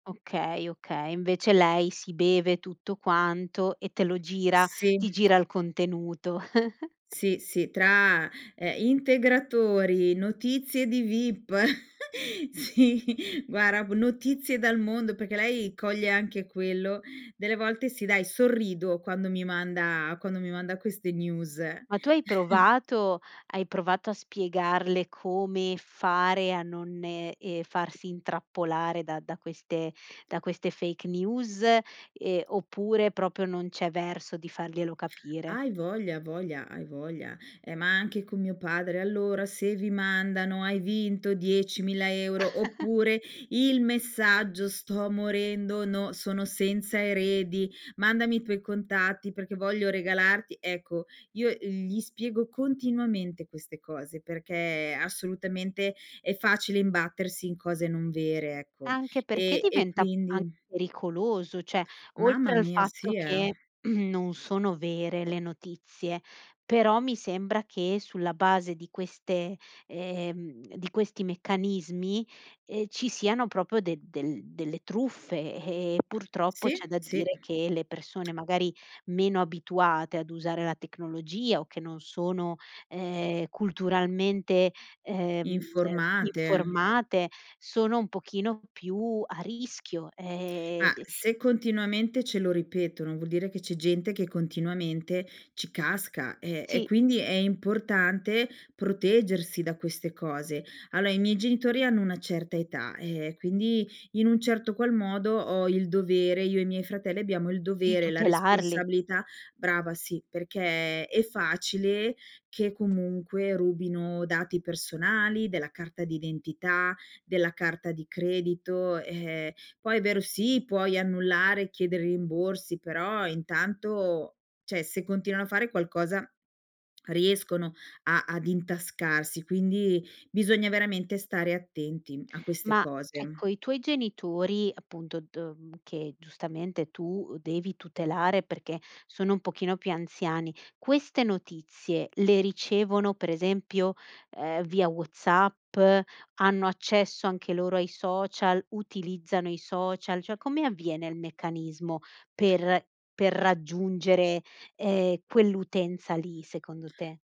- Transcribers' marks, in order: tapping; chuckle; chuckle; laughing while speaking: "sì"; "guarda" said as "guara"; in English: "news"; chuckle; in English: "fake news"; chuckle; "Cioè" said as "ceh"; throat clearing; "proprio" said as "propo"; other background noise; "Allora" said as "alloa"; "cioè" said as "ceh"
- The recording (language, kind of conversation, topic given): Italian, podcast, Che ruolo hanno i social nella tua giornata informativa?
- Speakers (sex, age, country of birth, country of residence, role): female, 35-39, Italy, Italy, host; female, 45-49, Italy, Italy, guest